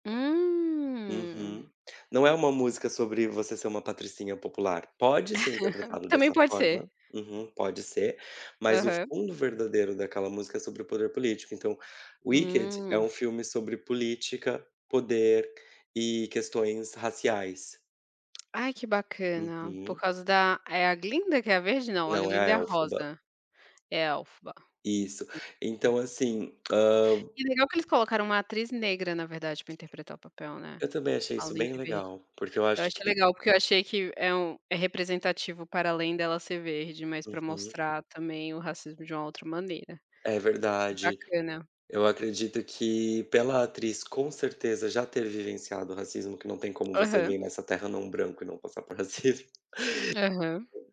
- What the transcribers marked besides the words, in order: chuckle; tapping; unintelligible speech; laugh
- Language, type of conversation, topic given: Portuguese, unstructured, Qual foi o último filme que fez você refletir?